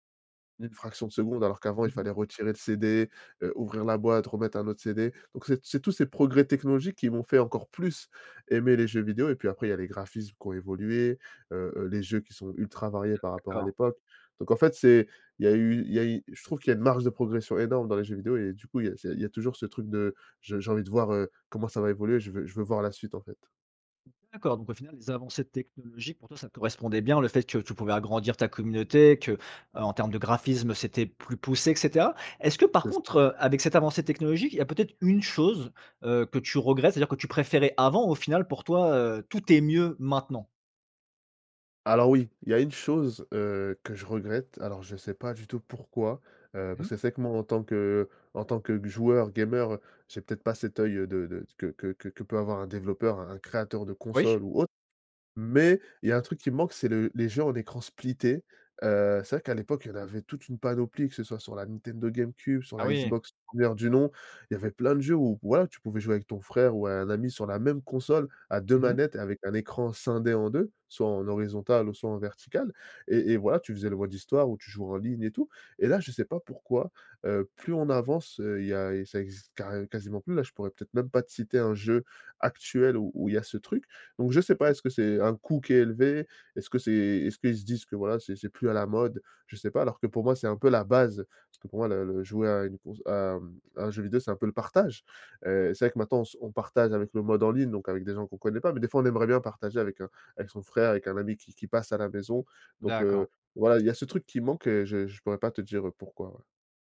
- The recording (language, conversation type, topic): French, podcast, Quel est un hobby qui t’aide à vider la tête ?
- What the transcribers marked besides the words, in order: stressed: "une"; in English: "gamer"; in English: "splitté"; tapping